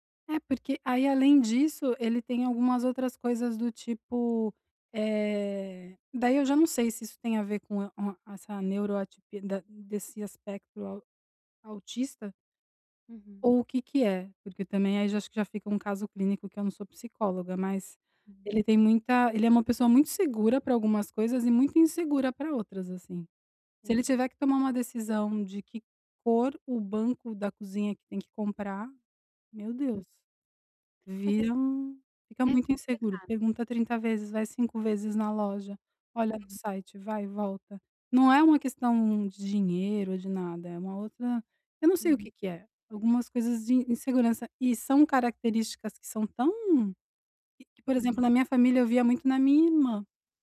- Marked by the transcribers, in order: tapping; other background noise
- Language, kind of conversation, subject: Portuguese, advice, Como posso apoiar meu parceiro que enfrenta problemas de saúde mental?
- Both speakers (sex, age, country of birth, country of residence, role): female, 35-39, Brazil, Portugal, advisor; female, 45-49, Brazil, Italy, user